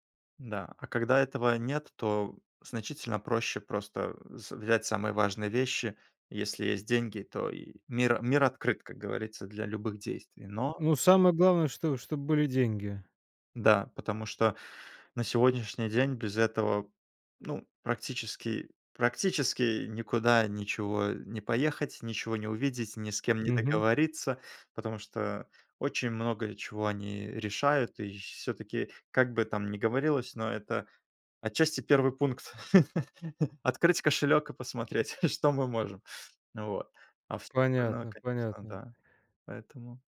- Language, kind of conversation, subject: Russian, podcast, О каком дне из своей жизни ты никогда не забудешь?
- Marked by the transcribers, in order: other background noise; laugh; chuckle